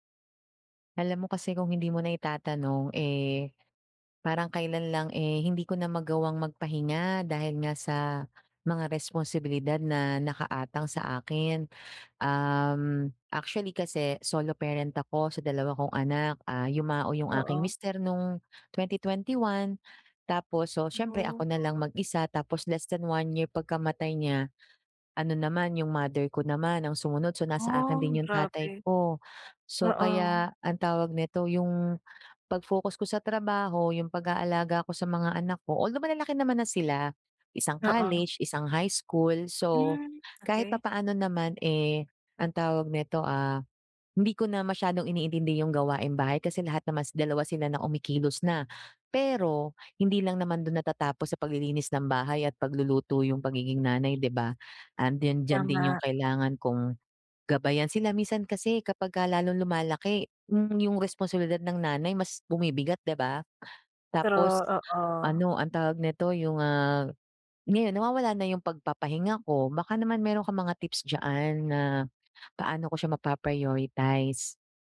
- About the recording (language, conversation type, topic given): Filipino, advice, Paano ko uunahin ang pahinga kahit abala ako?
- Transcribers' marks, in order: bird